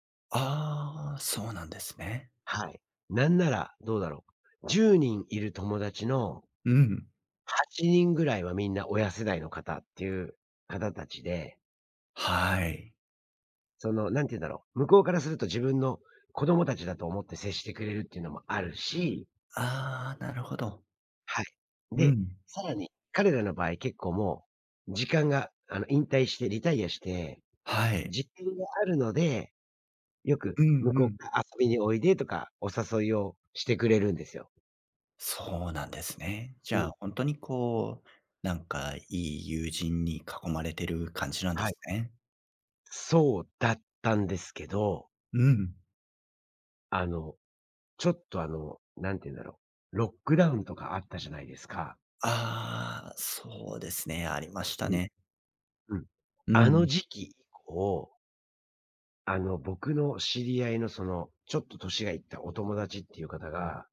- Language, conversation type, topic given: Japanese, advice, 引っ越してきた地域で友人がいないのですが、どうやって友達を作ればいいですか？
- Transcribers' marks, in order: stressed: "そうだった"